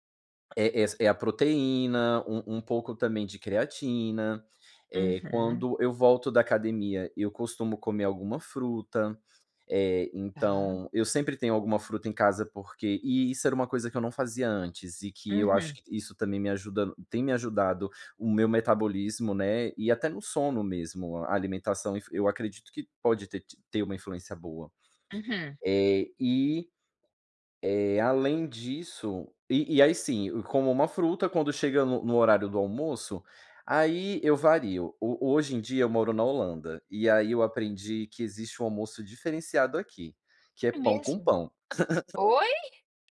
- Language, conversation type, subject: Portuguese, podcast, Que hábitos noturnos ajudam você a dormir melhor?
- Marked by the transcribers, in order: giggle; tapping